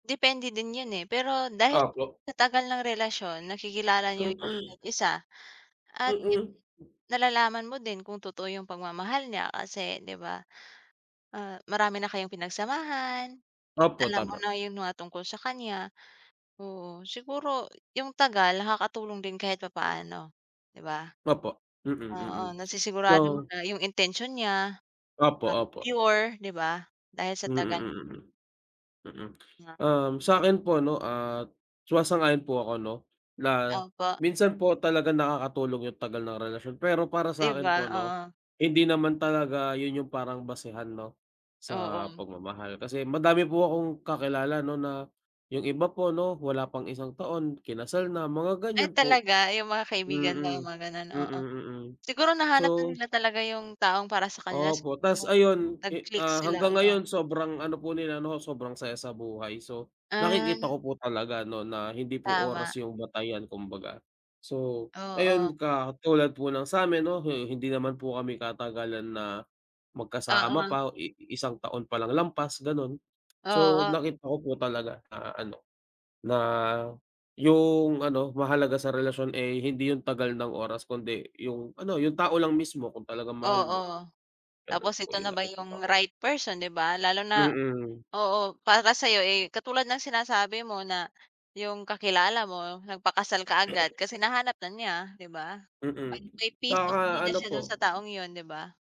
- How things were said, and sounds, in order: tapping; other background noise; throat clearing; unintelligible speech; unintelligible speech; bird; throat clearing
- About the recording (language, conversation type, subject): Filipino, unstructured, Paano mo malalaman kung tunay ang pagmamahal?